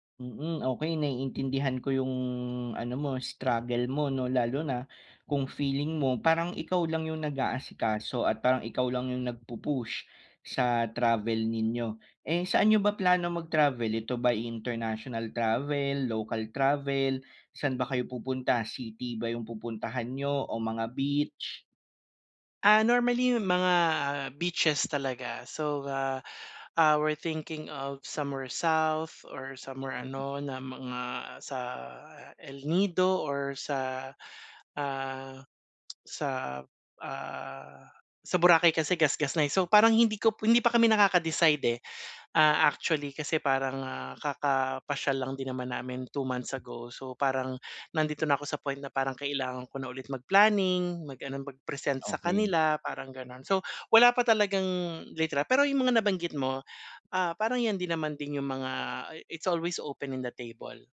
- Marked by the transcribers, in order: other background noise; in English: "we're thinking of somewhere south or somewhere"; tapping; in English: "it's always open in the table"
- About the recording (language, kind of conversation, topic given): Filipino, advice, Paano ko mas mapapadali ang pagplano ng aking susunod na biyahe?